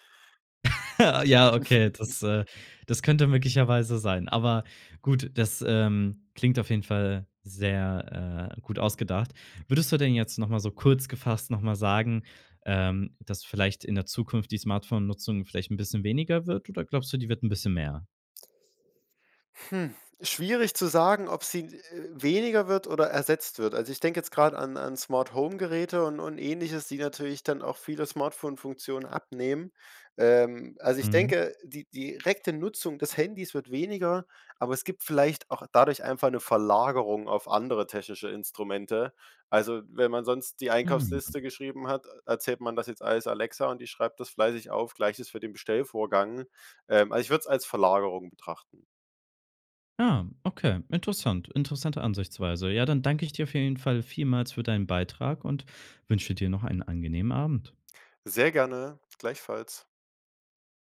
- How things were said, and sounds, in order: laugh; chuckle
- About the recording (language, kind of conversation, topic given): German, podcast, Wie ziehst du persönlich Grenzen bei der Smartphone-Nutzung?